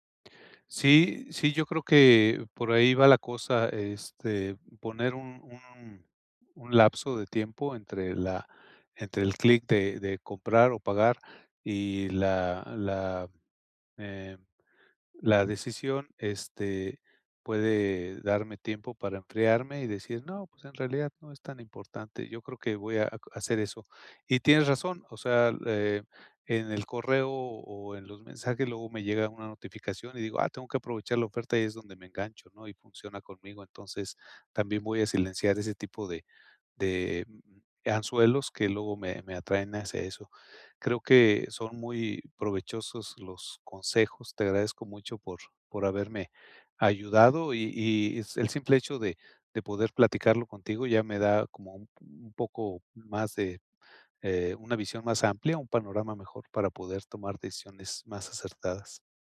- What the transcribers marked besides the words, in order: none
- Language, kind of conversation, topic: Spanish, advice, ¿Cómo puedo evitar las compras impulsivas y el gasto en cosas innecesarias?